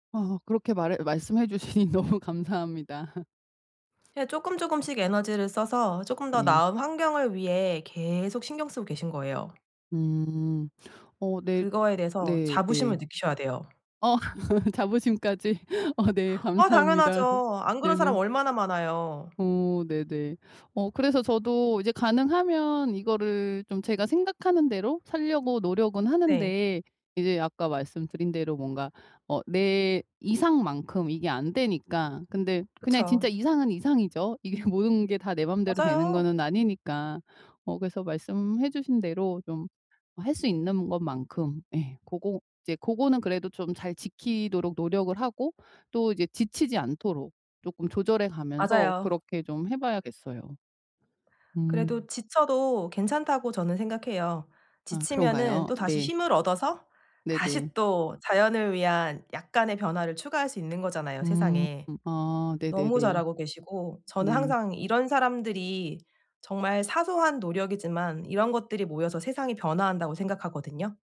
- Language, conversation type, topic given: Korean, advice, 어떻게 하면 내 행동이 내 가치관과 일치하도록 만들 수 있을까요?
- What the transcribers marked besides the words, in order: laughing while speaking: "주시니 너무"; other background noise; laugh; laugh; laughing while speaking: "자부심까지. 어 네 감사합니다"; tapping; laughing while speaking: "이게"